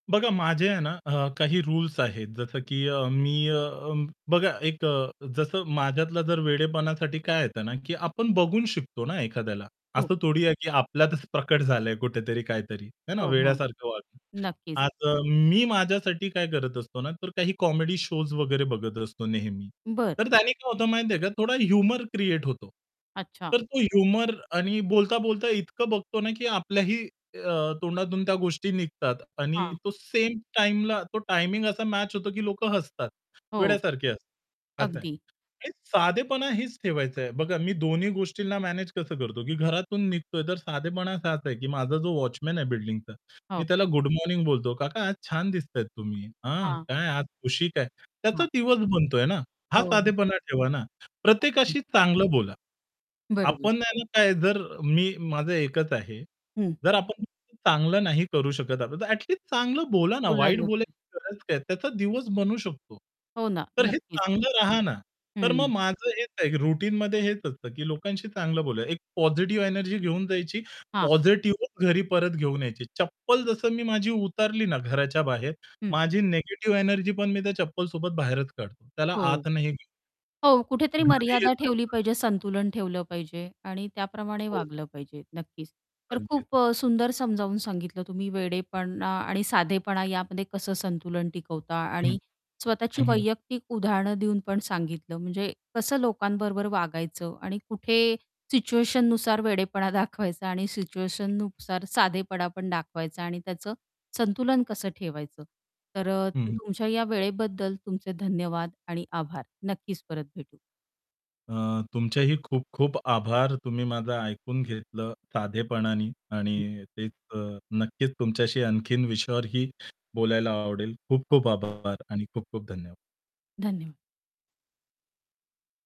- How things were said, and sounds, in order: static; distorted speech; in English: "कॉमेडी शोज"; in English: "ह्युमर"; in English: "ह्युमर"; unintelligible speech; unintelligible speech; in English: "रुटीनमध्ये"; unintelligible speech; laughing while speaking: "दाखवायचा"
- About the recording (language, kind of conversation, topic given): Marathi, podcast, थाटामाट आणि साधेपणा यांच्यात योग्य तो समतोल तुम्ही कसा साधता?